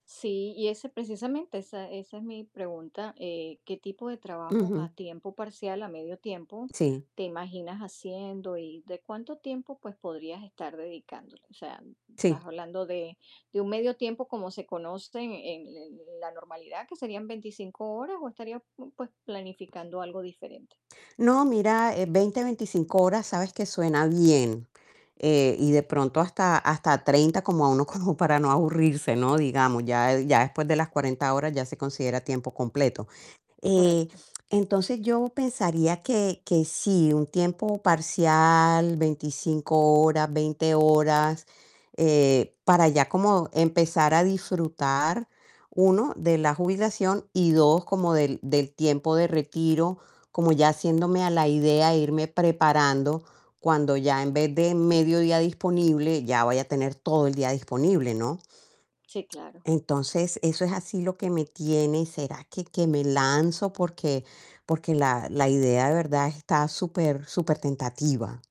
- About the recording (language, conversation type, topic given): Spanish, advice, ¿Estás pensando en jubilarte o en hacer un cambio de carrera a tiempo parcial?
- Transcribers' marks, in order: mechanical hum; static; tapping; laughing while speaking: "como"; other background noise